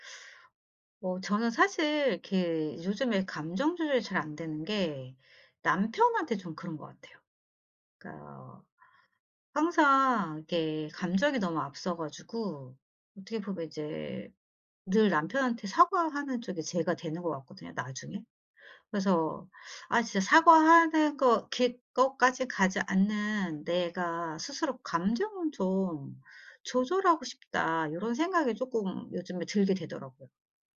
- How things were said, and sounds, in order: none
- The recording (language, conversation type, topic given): Korean, advice, 감정을 더 잘 조절하고 상대에게 더 적절하게 반응하려면 어떻게 해야 할까요?